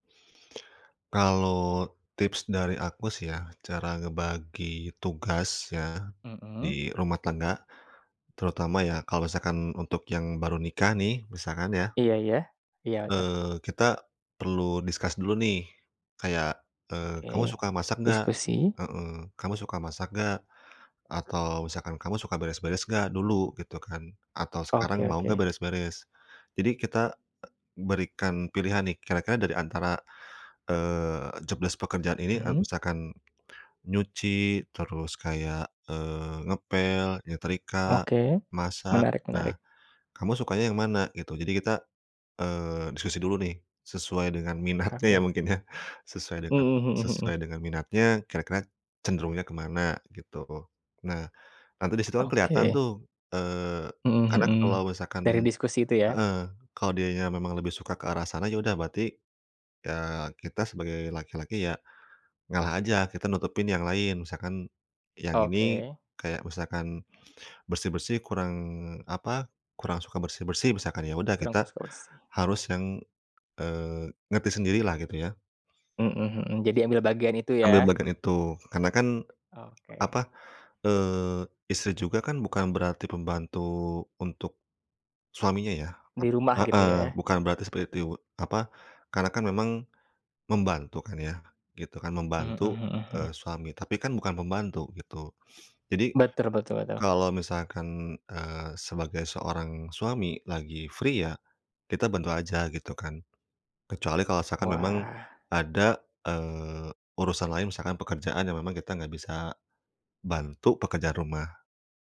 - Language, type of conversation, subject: Indonesian, podcast, Bagaimana kamu membagi tugas rumah tangga dengan keluarga?
- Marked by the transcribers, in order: in English: "discuss"; tapping; in English: "jobdesc"; lip smack; other background noise; laughing while speaking: "minatnya ya mungkin ya"; in English: "free"